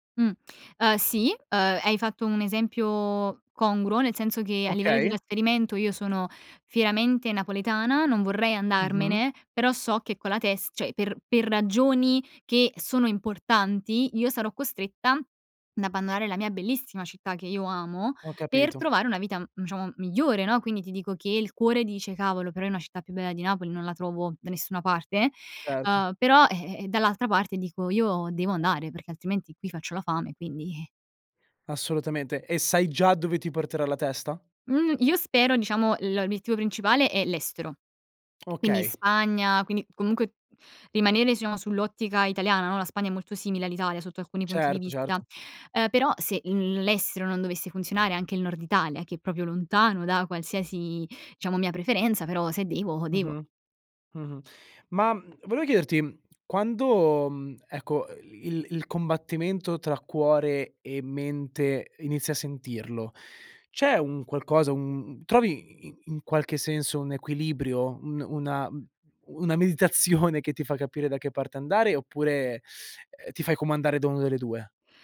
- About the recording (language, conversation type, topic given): Italian, podcast, Quando è giusto seguire il cuore e quando la testa?
- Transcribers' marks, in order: "cioè" said as "ceh"; "diciamo" said as "ciamo"; tapping; tongue click; "proprio" said as "propio"; "diciamo" said as "ciamo"; laughing while speaking: "meditazione"; teeth sucking